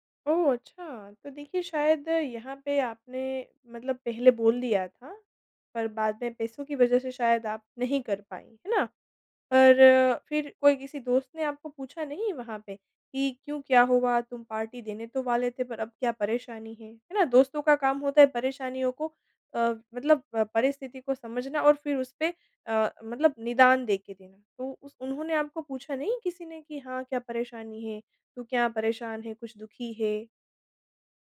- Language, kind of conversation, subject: Hindi, advice, जब आप अपने वादे पूरे नहीं कर पाते, तो क्या आपको आत्म-दोष महसूस होता है?
- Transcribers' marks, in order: none